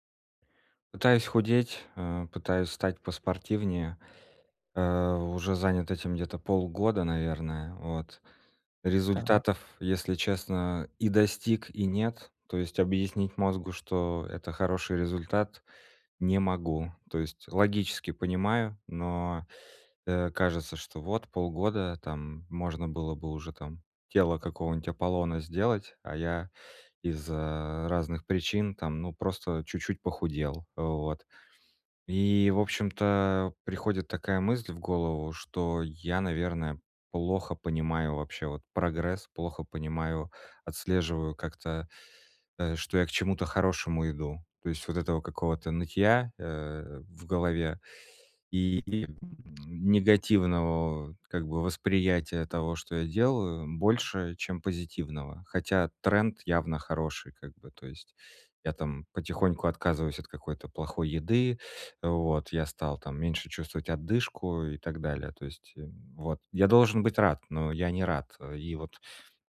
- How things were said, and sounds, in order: other background noise
- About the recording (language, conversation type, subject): Russian, advice, Как мне регулярно отслеживать прогресс по моим целям?